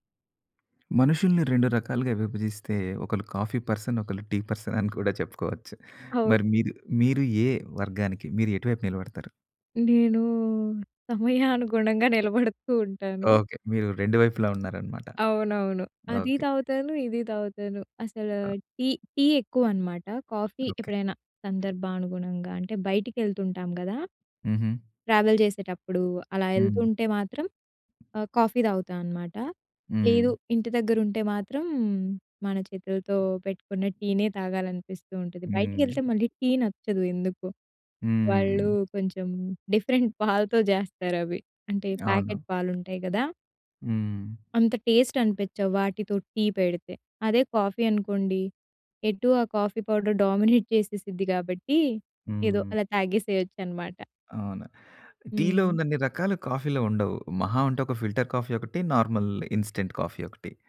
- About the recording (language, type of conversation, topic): Telugu, podcast, కాఫీ లేదా టీ తాగే విషయంలో మీరు పాటించే అలవాట్లు ఏమిటి?
- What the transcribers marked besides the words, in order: in English: "కాఫీ పర్సన్"; in English: "పర్సన్"; giggle; other noise; in English: "కాఫీ"; in English: "ట్రావెల్"; in English: "కాఫీ"; other background noise; in English: "డిఫరెంట్"; in English: "ప్యాకెట్"; tapping; in English: "టేస్ట్"; in English: "కాఫీ"; in English: "కాఫీ పౌడర్ డామినేట్"; chuckle; in English: "కాఫీలో"; in English: "ఫిల్టర్ కాఫీ"; in English: "నార్మల్ ఇన్‌స్టన్ట్ కాఫి"